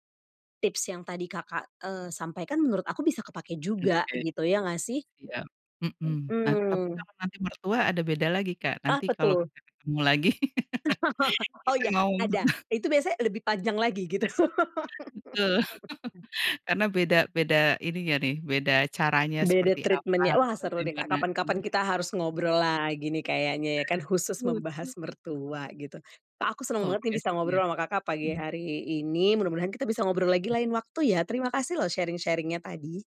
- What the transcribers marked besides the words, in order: chuckle; other background noise; chuckle; laugh; in English: "treatment-nya"; in English: "sharing-sharing-nya"
- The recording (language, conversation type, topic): Indonesian, podcast, Bagaimana cara keluarga membicarakan masalah tanpa saling menyakiti?